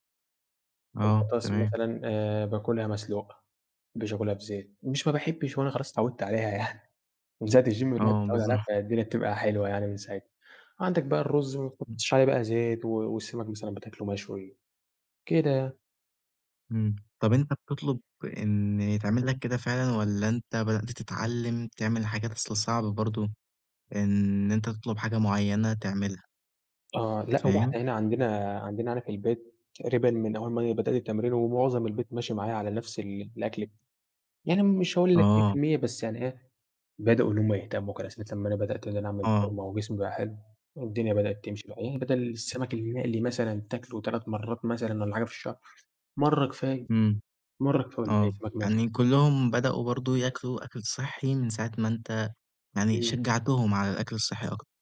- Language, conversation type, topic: Arabic, podcast, إزاي تحافظ على نشاطك البدني من غير ما تروح الجيم؟
- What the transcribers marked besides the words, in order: in English: "الgym"; unintelligible speech